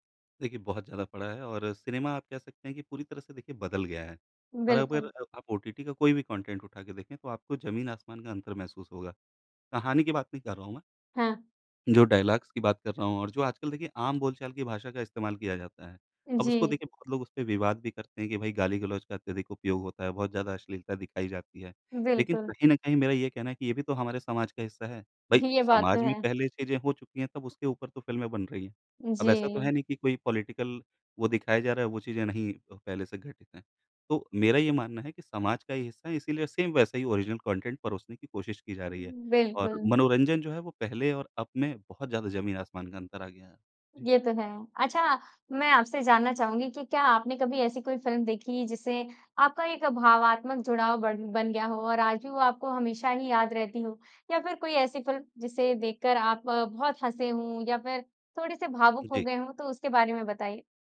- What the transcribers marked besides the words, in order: in English: "कॉन्टेंट"; in English: "डायलॉग्स"; in English: "पॉलिटिकल"; in English: "सेम"; in English: "ओरिजिनल कॉन्टेंट"
- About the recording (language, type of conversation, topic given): Hindi, podcast, बचपन की कौन-सी फिल्म आज भी आपको रुला देती या हँसा देती है?